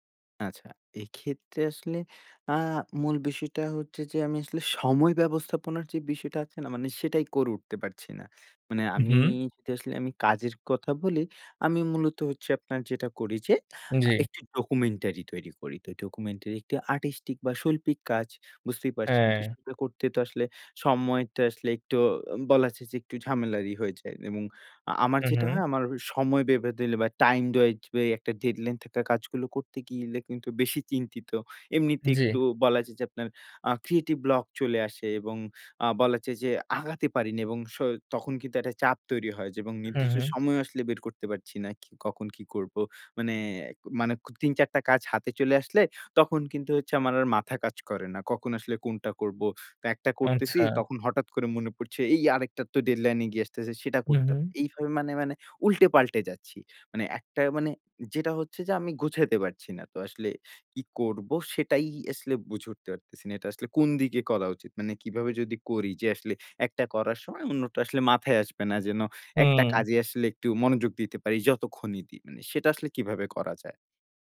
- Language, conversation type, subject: Bengali, advice, সময় ব্যবস্থাপনায় অসুবিধা এবং সময়মতো কাজ শেষ না করার কারণ কী?
- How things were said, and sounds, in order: "বেঁধে" said as "বেভে"; "টাইম-ওয়াইজ" said as "টাইমডোয়াইজ"; "গেলে" said as "গিলে"; "পারিনা" said as "পারিনে"; drawn out: "মানে"